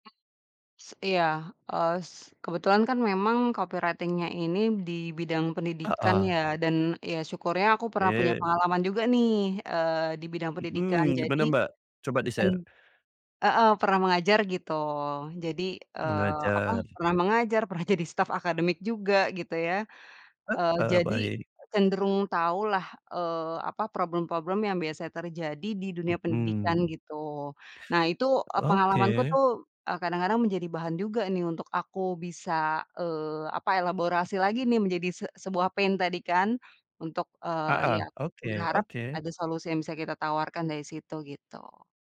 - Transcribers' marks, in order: in English: "copywriting-nya"; in English: "di-share"; laughing while speaking: "pernah jadi"; in English: "pain"; tapping
- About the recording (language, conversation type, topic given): Indonesian, podcast, Bagaimana kamu menemukan inspirasi dari hal-hal sehari-hari?